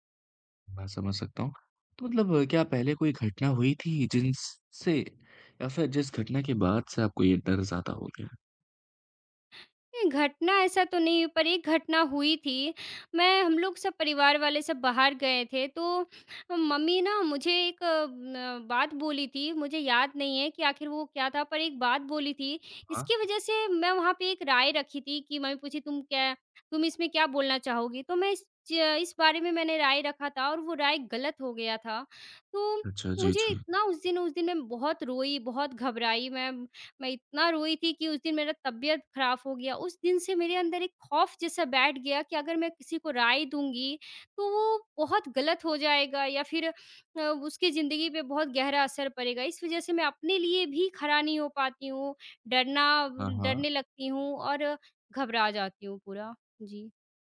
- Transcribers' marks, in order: "खराब" said as "खराफ"
- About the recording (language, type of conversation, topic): Hindi, advice, क्या आपको दोस्तों या परिवार के बीच अपनी राय रखने में डर लगता है?
- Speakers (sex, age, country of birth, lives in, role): female, 20-24, India, India, user; male, 25-29, India, India, advisor